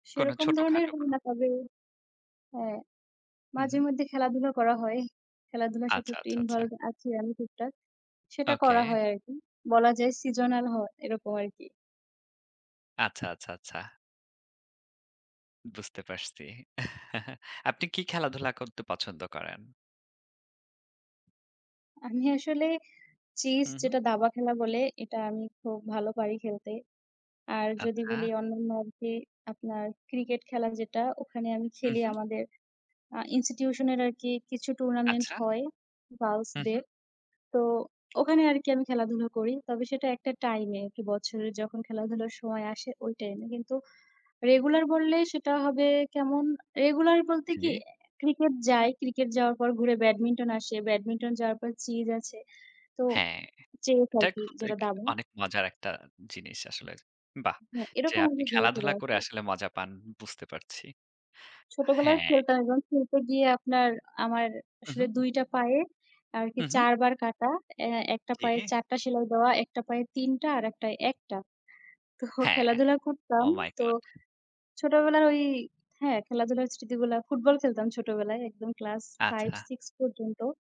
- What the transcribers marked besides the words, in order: tapping; in English: "seasonal"; chuckle
- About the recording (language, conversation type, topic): Bengali, unstructured, আপনি ছোটবেলায় কোন স্মৃতিটিকে সবচেয়ে মধুর বলে মনে করেন?